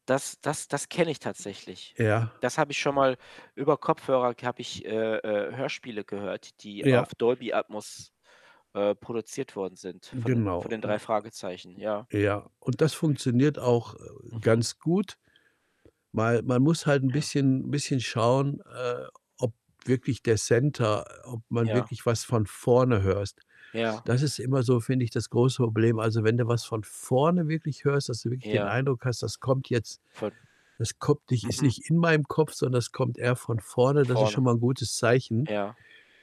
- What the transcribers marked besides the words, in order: other background noise; static; distorted speech
- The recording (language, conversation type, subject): German, unstructured, Wie gehen Sie an die Entwicklung Ihrer Fähigkeiten heran?
- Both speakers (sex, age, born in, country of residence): male, 40-44, Germany, Portugal; male, 65-69, Germany, Germany